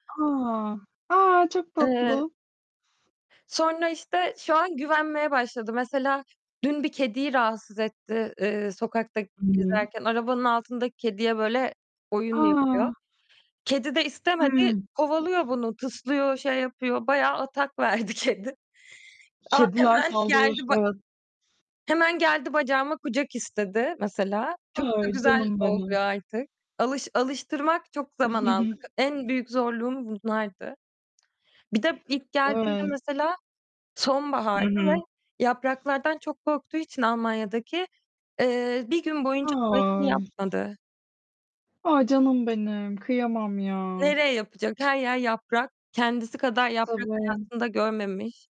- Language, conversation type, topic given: Turkish, unstructured, Bir hayvanın hayatımıza kattığı en güzel şey nedir?
- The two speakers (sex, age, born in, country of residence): female, 25-29, Turkey, Netherlands; female, 30-34, Turkey, Mexico
- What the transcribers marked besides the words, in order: static; other background noise; distorted speech; tapping; laughing while speaking: "kedi"; chuckle; sad: "A! Canım benim kıyamam ya"